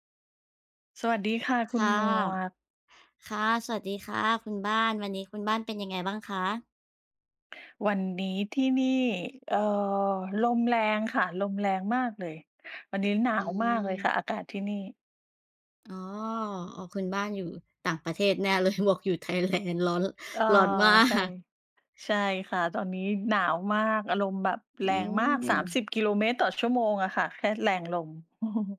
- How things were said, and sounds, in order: laughing while speaking: "เลย บวกอยู่ Thailand ร้อน ร้อนมาก"; chuckle
- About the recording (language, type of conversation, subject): Thai, unstructured, คุณคิดว่าความเหงาส่งผลต่อสุขภาพจิตอย่างไร?